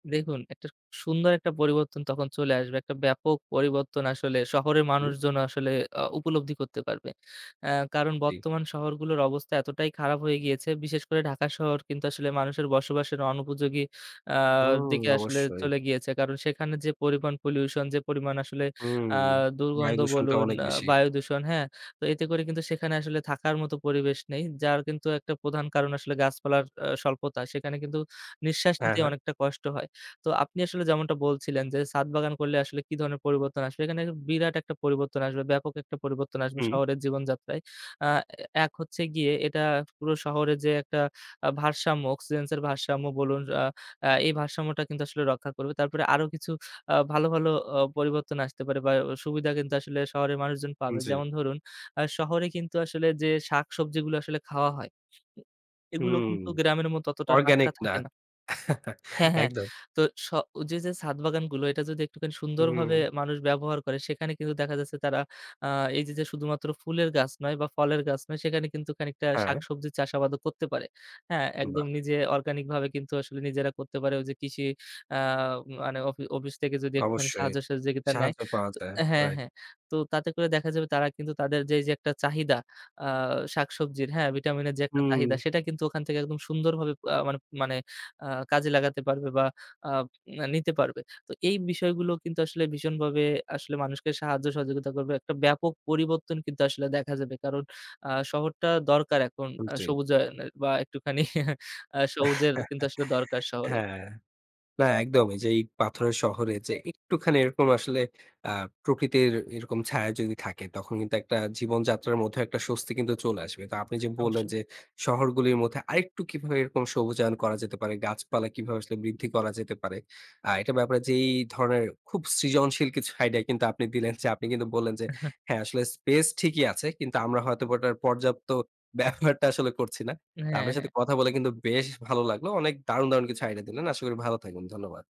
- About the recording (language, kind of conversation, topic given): Bengali, podcast, তোমার মতে শহরগুলো কীভাবে আরও সবুজ হতে পারে?
- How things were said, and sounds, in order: chuckle; laughing while speaking: "একটুখানি"; chuckle; chuckle; laughing while speaking: "ব্যবহারটা"